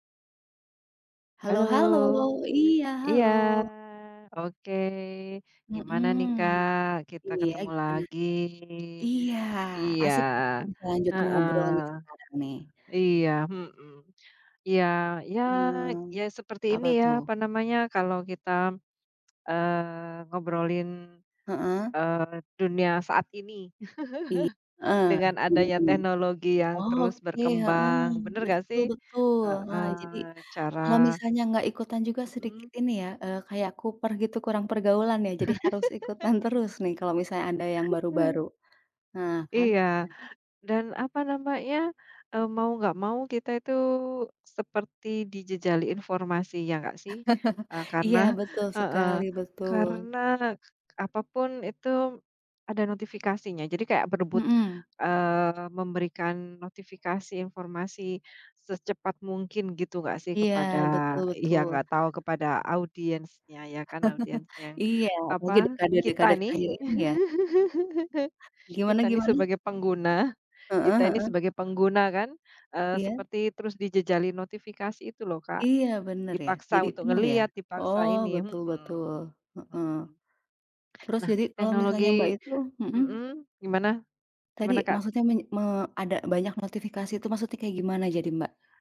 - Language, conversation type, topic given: Indonesian, unstructured, Bagaimana perkembangan teknologi memengaruhi cara kamu mencari dan memverifikasi informasi?
- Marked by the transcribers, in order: drawn out: "iya, oke"; drawn out: "lagi"; tapping; chuckle; unintelligible speech; chuckle; chuckle; chuckle; chuckle; other background noise